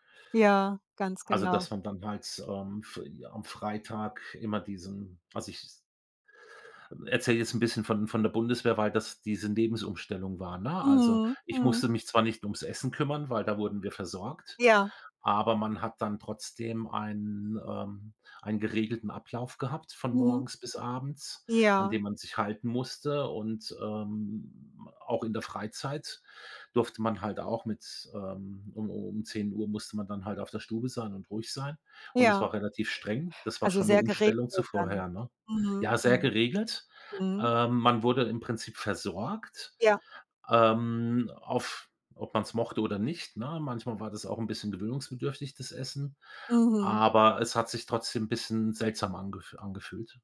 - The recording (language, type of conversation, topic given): German, podcast, Kannst du mir von dem Tag erzählen, an dem du aus dem Elternhaus ausgezogen bist?
- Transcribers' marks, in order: none